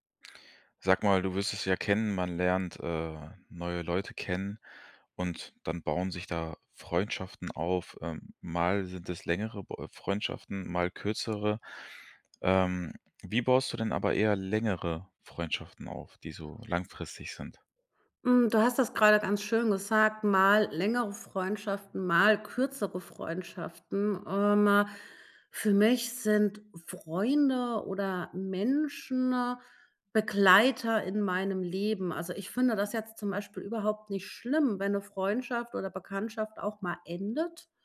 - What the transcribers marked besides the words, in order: none
- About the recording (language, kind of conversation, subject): German, podcast, Wie baust du langfristige Freundschaften auf, statt nur Bekanntschaften?